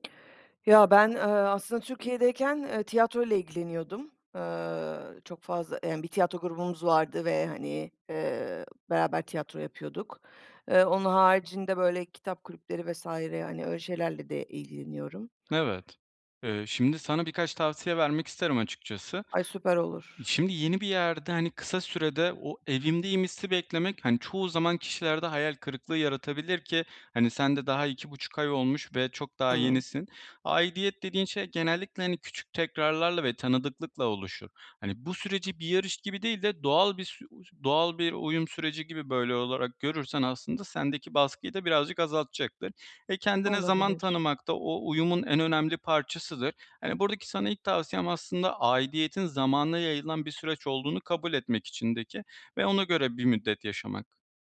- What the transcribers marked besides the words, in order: unintelligible speech
- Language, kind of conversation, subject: Turkish, advice, Yeni bir yerde kendimi nasıl daha çabuk ait hissedebilirim?